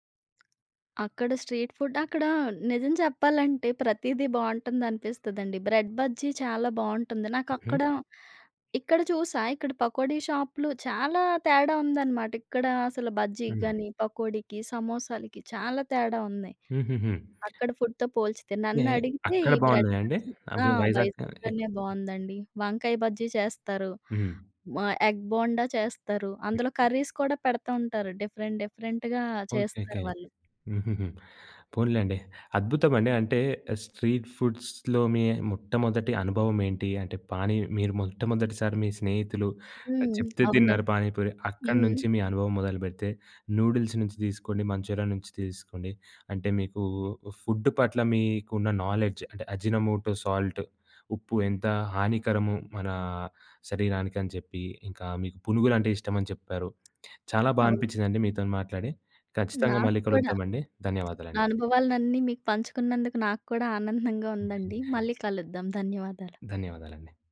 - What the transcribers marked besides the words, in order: other background noise; in English: "స్ట్రీట్ ఫుడ్"; in English: "బ్రెడ్"; in English: "ఫుడ్‌తో"; in English: "బ్రెడ్"; in English: "ఎగ్"; in English: "కర్రీస్"; in English: "డిఫరెంట్, డిఫరెంట్‌గా"; in English: "స్ట్రీట్ ఫుడ్స్‌లో"; in Hindi: "పానీ"; in English: "ఫుడ్"; in English: "నోలెడ్జ్"; in English: "అజినమోటో సాల్ట్"; tapping; chuckle
- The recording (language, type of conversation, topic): Telugu, podcast, వీధి ఆహారం తిన్న మీ మొదటి అనుభవం ఏది?